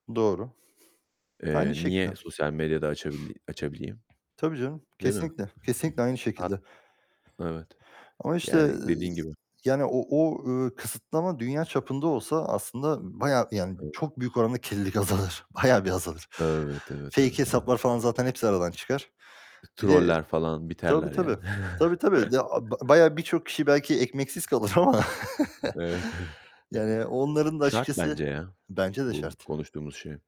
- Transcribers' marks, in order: other background noise; tapping; unintelligible speech; laughing while speaking: "azalır"; in English: "Fake"; chuckle; laughing while speaking: "evet"; laughing while speaking: "ama"; chuckle
- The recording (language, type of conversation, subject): Turkish, unstructured, Sosyal medya ilişkileri nasıl etkiliyor?